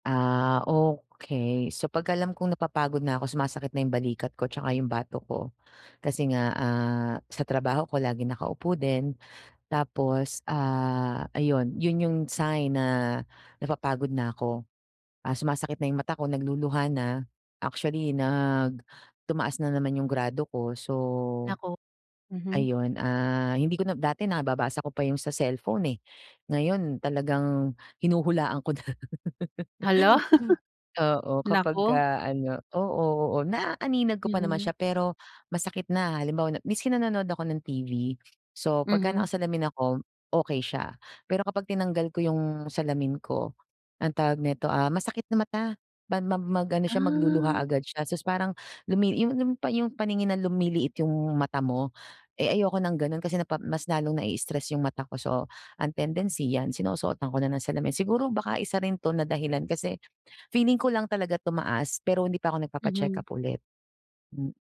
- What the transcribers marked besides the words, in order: laughing while speaking: "na"; laugh; chuckle; other background noise
- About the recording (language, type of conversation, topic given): Filipino, advice, Paano ko mapapalakas ang kamalayan ko sa aking katawan at damdamin?